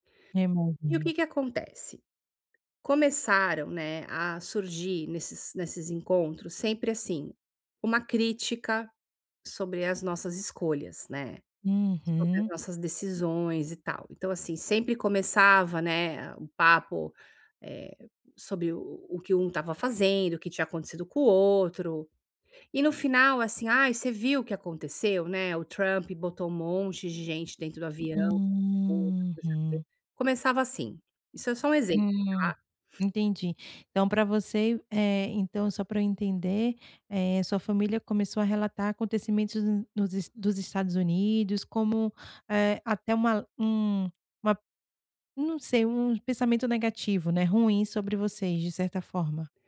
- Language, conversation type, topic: Portuguese, advice, Como posso lidar com críticas constantes de familiares sem me magoar?
- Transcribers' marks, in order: unintelligible speech; tapping; drawn out: "Uhum"; unintelligible speech